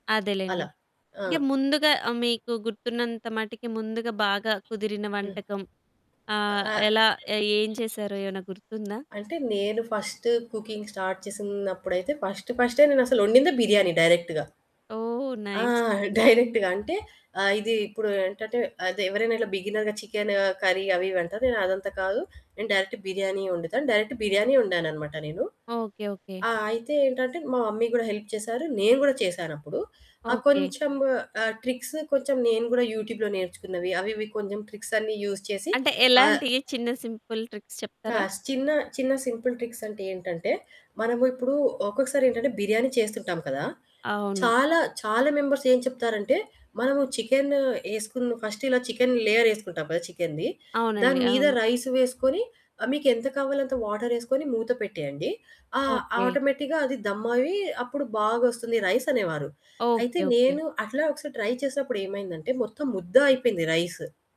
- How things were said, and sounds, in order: static; background speech; other background noise; in English: "ఫస్ట్ కుకింగ్ స్టార్ట్"; in English: "ఫస్ట్"; in English: "డైరెక్ట్‌గా"; in English: "నైస్"; chuckle; in English: "డైరెక్ట్‌గా"; in English: "బిగినర్‌గా"; in English: "కర్రీ"; in English: "డైరెక్ట్"; in English: "డైరెక్ట్"; in English: "మమ్మీ"; in English: "హెల్ప్"; in English: "ట్రిక్స్"; in English: "యూట్యూబ్‌లో"; in English: "ట్రిక్స్"; in English: "యూజ్"; in English: "సింపుల్ ట్రిక్స్"; in English: "సింపుల్ ట్రిక్స్"; in English: "మెంబర్స్"; in English: "ఫస్ట్"; in English: "లేయర్"; in English: "రైస్"; in English: "ఆటోమేటిక్‌గా"; in English: "రైస్"; in English: "ట్రై"
- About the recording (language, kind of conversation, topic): Telugu, podcast, వంటలో ఏదైనా తప్పు జరిగితే దాన్ని మీరు ఎలా సరిచేసుకుంటారు?